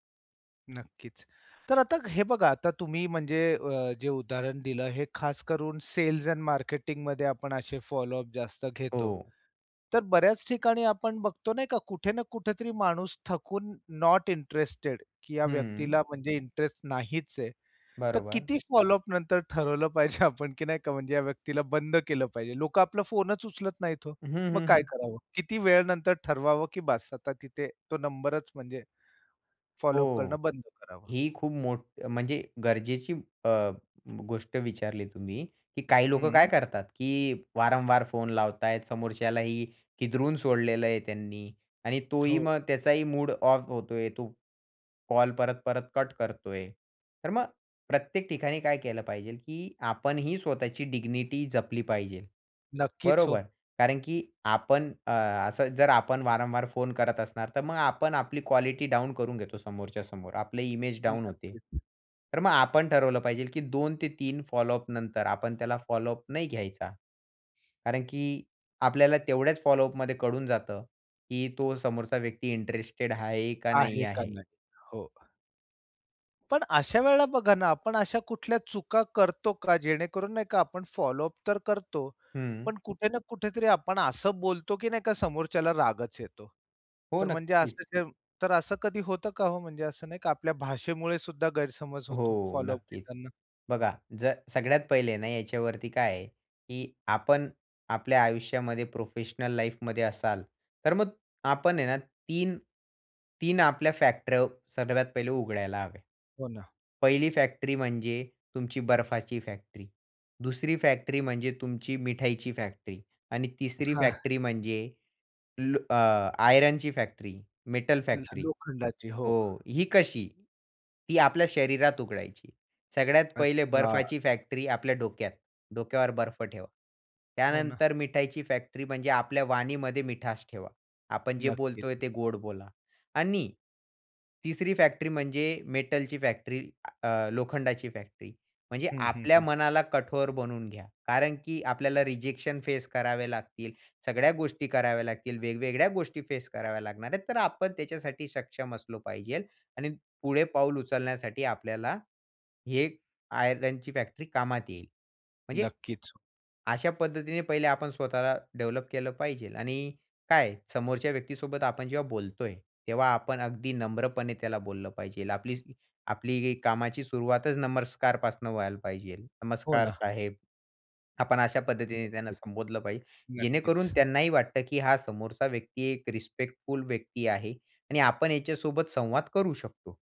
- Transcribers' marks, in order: tapping; other background noise; in English: "सेल्स एंड मार्केटिंगमध्ये"; laughing while speaking: "पाहिजे आपण"; in English: "डिग्निटी"; in English: "लाईफमध्ये"; in English: "रिस्पेक्टफुल"
- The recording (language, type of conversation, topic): Marathi, podcast, लक्षात राहील असा पाठपुरावा कसा करावा?